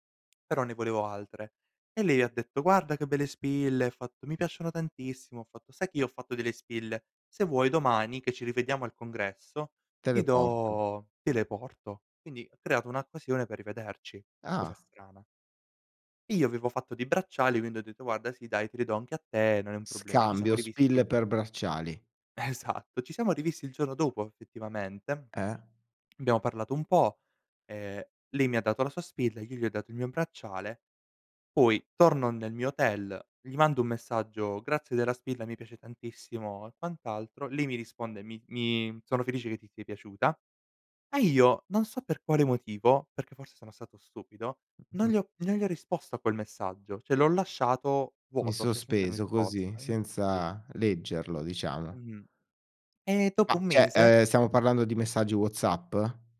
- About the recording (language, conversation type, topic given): Italian, podcast, Hai mai incontrato qualcuno in viaggio che ti ha segnato?
- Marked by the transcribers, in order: "occasione" said as "accosione"; laughing while speaking: "Esatto"; tapping; "cioè" said as "ceh"; "cioè" said as "ceh"; "cioè" said as "ceh"